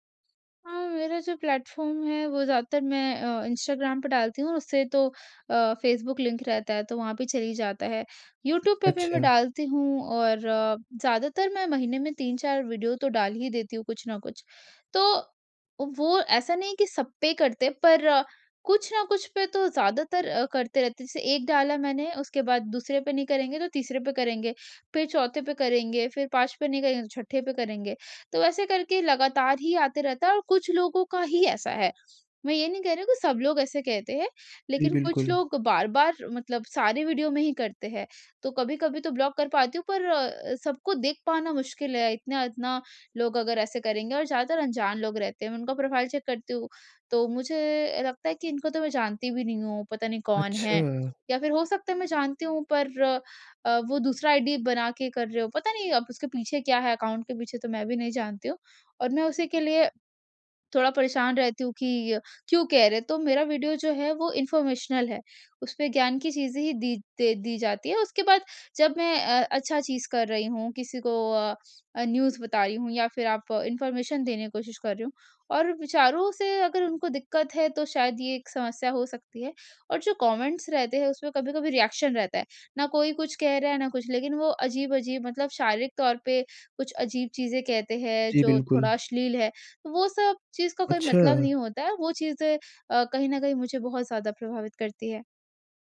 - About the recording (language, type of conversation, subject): Hindi, advice, आप सोशल मीडिया पर अनजान लोगों की आलोचना से कैसे परेशान होते हैं?
- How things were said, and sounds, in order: in English: "प्लेटफॉर्म"; in English: "लिंक"; in English: "ब्लॉक"; in English: "प्रोफाइल चेक"; in English: "इन्फॉर्मेशनल"; in English: "न्यूज़"; in English: "इन्फॉर्मेशन"; in English: "रिएक्शन"